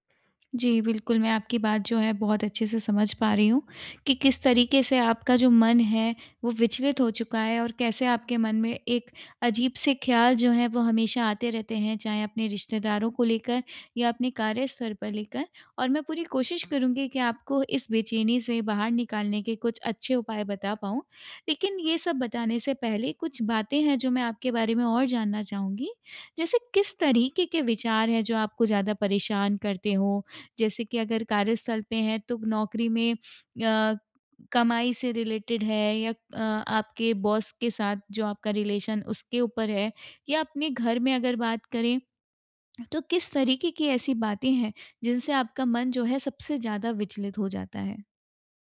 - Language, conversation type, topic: Hindi, advice, मैं मन की उथल-पुथल से अलग होकर शांत कैसे रह सकता हूँ?
- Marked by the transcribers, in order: in English: "रिलेटेड"; in English: "बॉस"; in English: "रिलेशन"